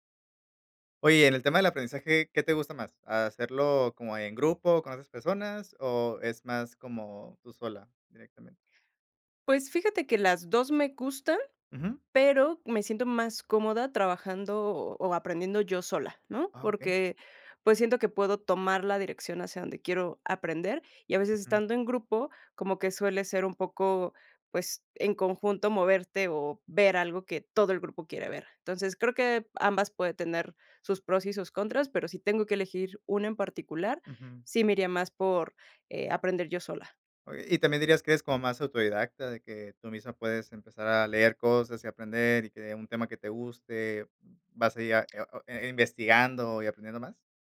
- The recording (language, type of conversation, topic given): Spanish, podcast, ¿Qué opinas de aprender en grupo en comparación con aprender por tu cuenta?
- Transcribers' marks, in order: other noise